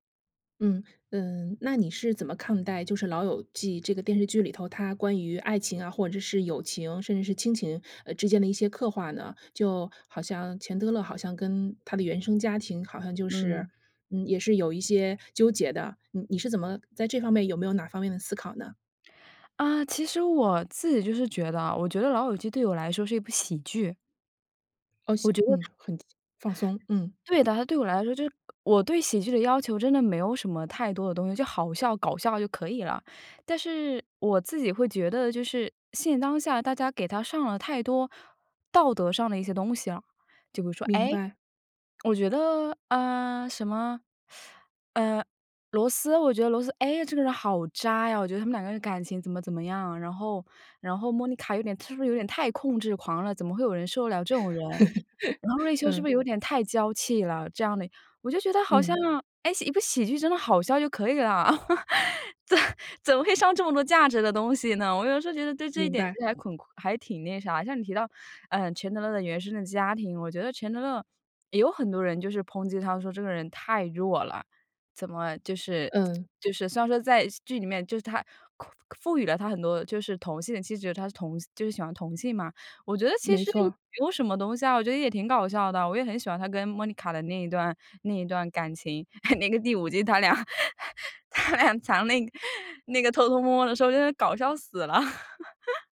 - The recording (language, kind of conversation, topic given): Chinese, podcast, 为什么有些人会一遍又一遍地重温老电影和老电视剧？
- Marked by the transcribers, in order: other background noise; teeth sucking; laugh; laugh; laughing while speaking: "怎 怎么会"; other noise; laugh; laughing while speaking: "他俩 他俩藏那个"; laugh